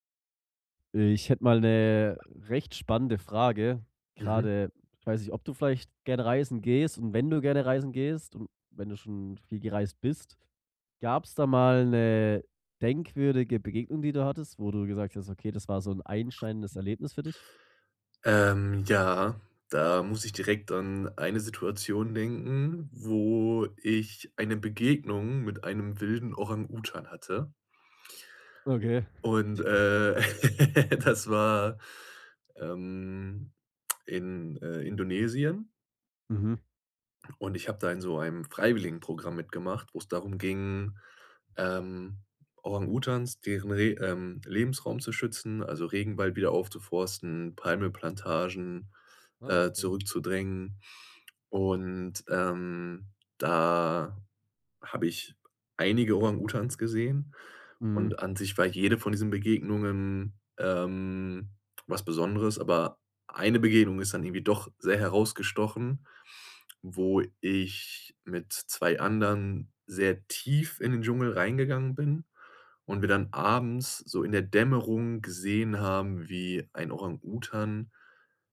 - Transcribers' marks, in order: laugh
- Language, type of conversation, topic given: German, podcast, Was war deine denkwürdigste Begegnung auf Reisen?